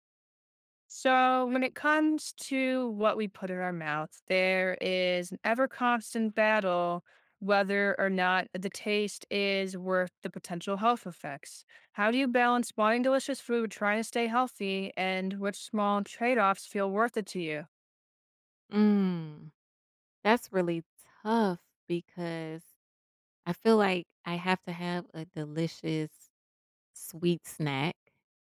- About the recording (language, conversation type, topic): English, unstructured, How do I balance tasty food and health, which small trade-offs matter?
- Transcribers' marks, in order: none